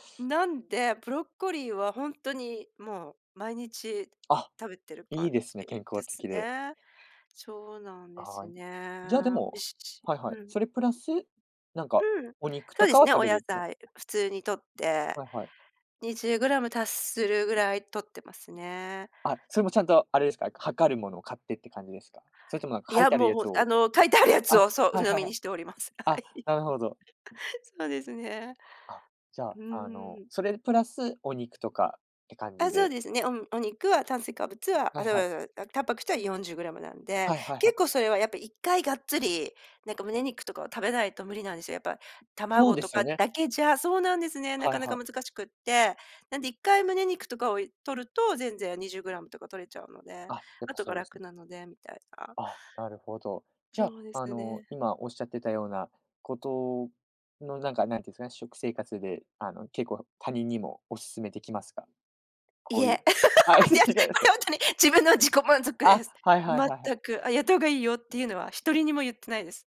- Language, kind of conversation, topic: Japanese, podcast, 食生活で気をつけていることは何ですか？
- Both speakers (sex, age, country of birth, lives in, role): female, 50-54, Japan, Japan, guest; male, 20-24, United States, Japan, host
- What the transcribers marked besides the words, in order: laughing while speaking: "書いてあるやつを"; laughing while speaking: "はい"; tapping; laugh; laughing while speaking: "いや、これほんとに自分の自己満足です"; unintelligible speech